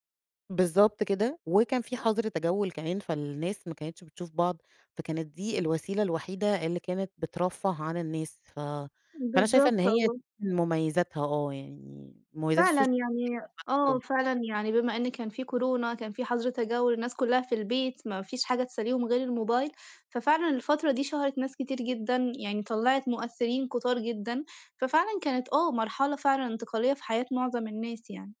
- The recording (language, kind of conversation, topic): Arabic, podcast, إيه رأيك: قعدات أهل الحي أحلى ولا الدردشة على واتساب، وليه؟
- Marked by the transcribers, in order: unintelligible speech